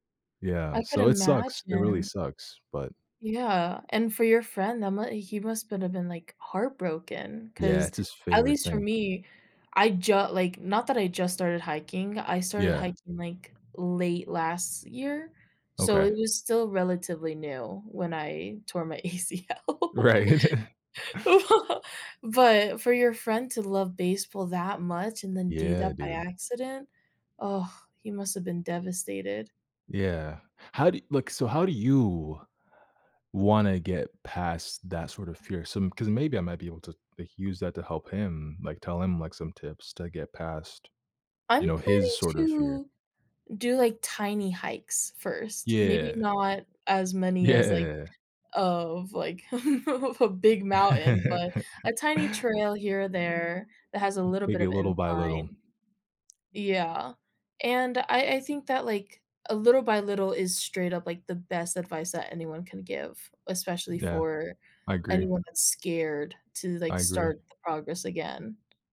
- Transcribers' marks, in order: laughing while speaking: "Right"; laughing while speaking: "ACL. Well"; tapping; stressed: "you"; laughing while speaking: "Yeah"; chuckle; laughing while speaking: "of"; laugh
- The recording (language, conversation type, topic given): English, unstructured, Have you ever felt stuck making progress in a hobby?
- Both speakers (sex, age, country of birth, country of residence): female, 20-24, United States, United States; male, 20-24, Canada, United States